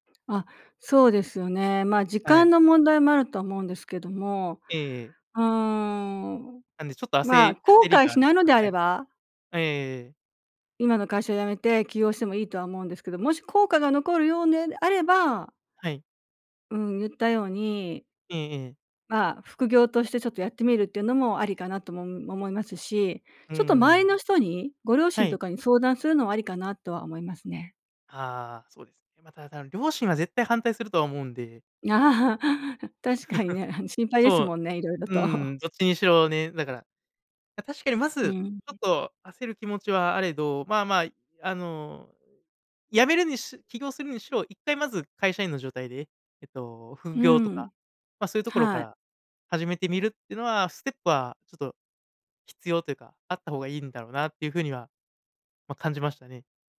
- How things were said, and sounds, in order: laugh; laughing while speaking: "確かにね、心配ですもんね、色々と"; laugh; "副業" said as "ふっぎょう"
- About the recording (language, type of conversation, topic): Japanese, advice, 起業すべきか、それとも安定した仕事を続けるべきかをどのように判断すればよいですか？
- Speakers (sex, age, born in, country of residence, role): female, 60-64, Japan, Japan, advisor; male, 30-34, Japan, Japan, user